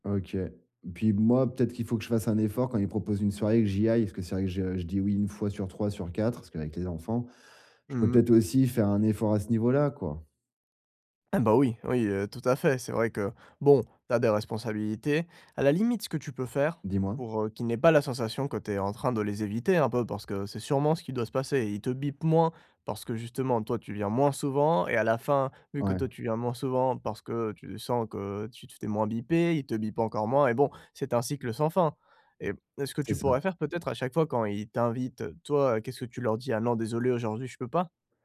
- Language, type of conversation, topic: French, advice, Comment faire pour ne pas me sentir isolé(e) lors des soirées et des fêtes ?
- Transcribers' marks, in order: none